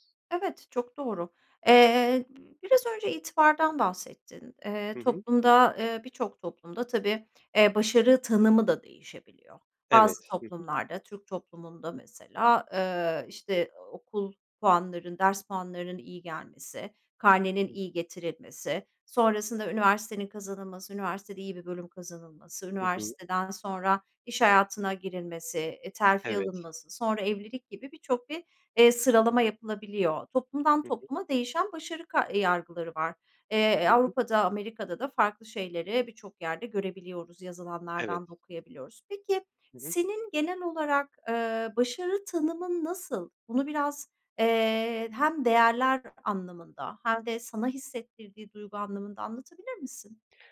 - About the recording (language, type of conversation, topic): Turkish, podcast, Başarısızlıkla karşılaştığında ne yaparsın?
- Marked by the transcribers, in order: none